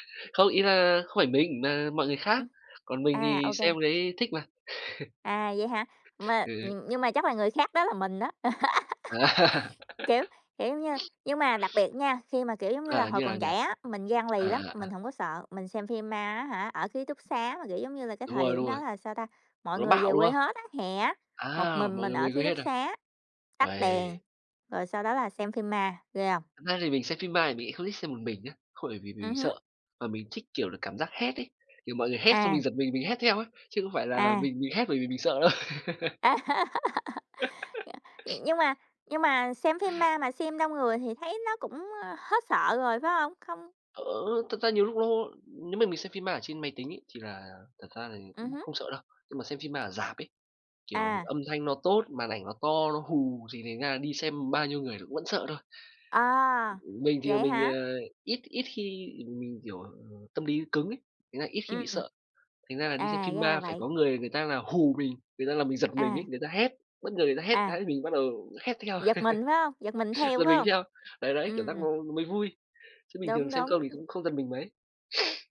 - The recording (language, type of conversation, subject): Vietnamese, unstructured, Bạn có lo rằng phim ảnh đang làm gia tăng sự lo lắng và sợ hãi trong xã hội không?
- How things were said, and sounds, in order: chuckle; laugh; tapping; chuckle; laugh; chuckle; sniff; chuckle; sniff